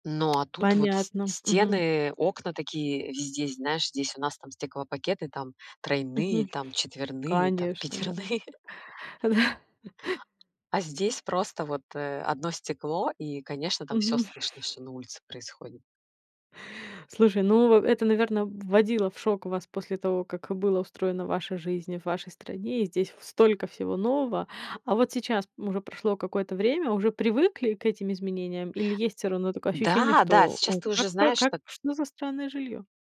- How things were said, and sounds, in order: other background noise; laughing while speaking: "пятерные"; chuckle; tapping
- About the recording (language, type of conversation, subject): Russian, podcast, Как миграция изменила быт и традиции в твоей семье?